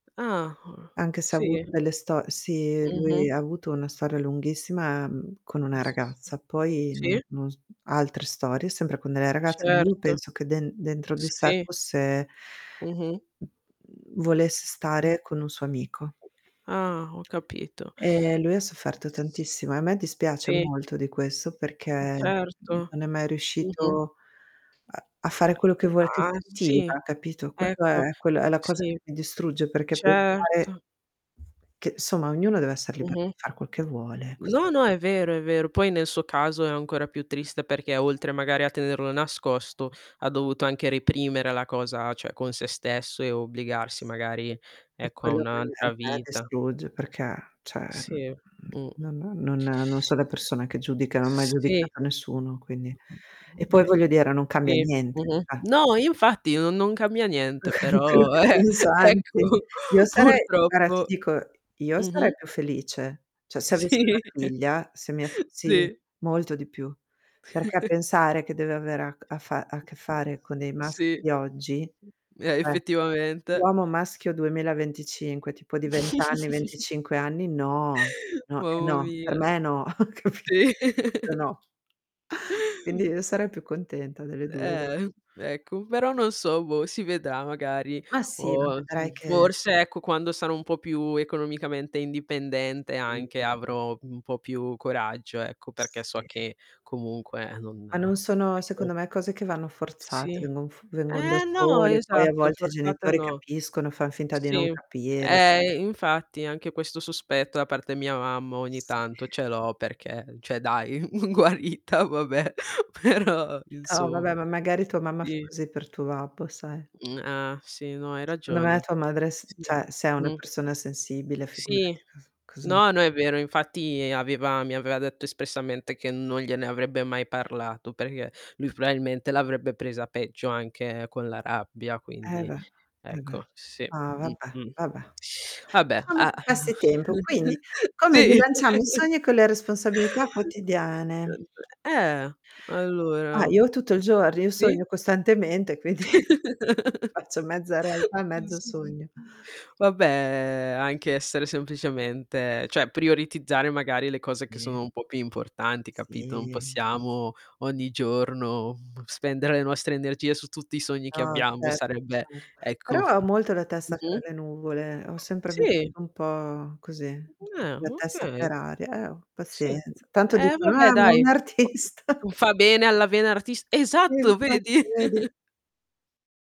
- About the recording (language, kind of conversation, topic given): Italian, unstructured, Sono i sogni o la realtà a guidare le tue aspirazioni future?
- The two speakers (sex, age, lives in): female, 20-24, Italy; female, 45-49, United States
- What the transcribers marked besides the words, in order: other noise; distorted speech; tapping; other background noise; "cioè" said as "ceh"; unintelligible speech; "cioè" said as "ceh"; laughing while speaking: "Tranquillo"; laughing while speaking: "eh-eh, ecco, purtroppo"; unintelligible speech; "Cioè" said as "ceh"; laughing while speaking: "Sì. Sì"; chuckle; unintelligible speech; static; chuckle; laughing while speaking: "Mamma mia. Sì"; laughing while speaking: "ho capi"; laugh; laughing while speaking: "dai, uhm, guarita, vabbè, però, insomma"; "cioè" said as "ceh"; teeth sucking; chuckle; laughing while speaking: "sì"; chuckle; chuckle; unintelligible speech; drawn out: "Vabbè"; unintelligible speech; drawn out: "Sì"; unintelligible speech; laughing while speaking: "artista"; chuckle